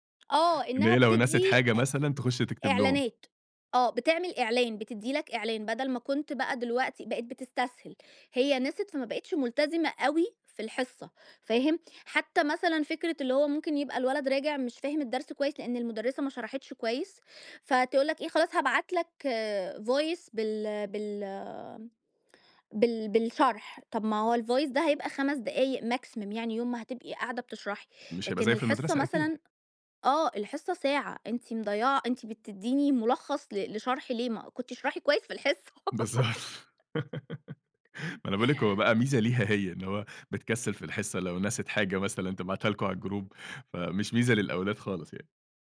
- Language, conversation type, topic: Arabic, podcast, إزاي نقلّل وقت الشاشات قبل النوم بشكل عملي؟
- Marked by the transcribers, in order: in English: "voice"; in English: "الvoice"; in English: "maximum"; laughing while speaking: "بالضبط"; laugh; tapping